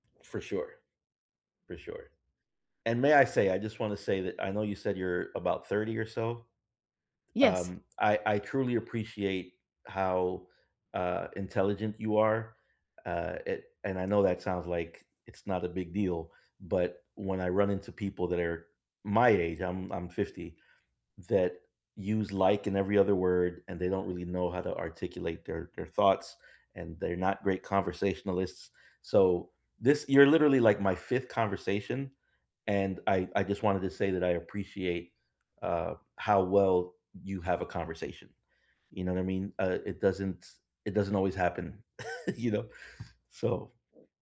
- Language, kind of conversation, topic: English, unstructured, Why do historical injustices still cause strong emotions?
- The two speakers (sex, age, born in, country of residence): female, 35-39, United States, United States; male, 40-44, Puerto Rico, United States
- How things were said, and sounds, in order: tapping; laugh; other background noise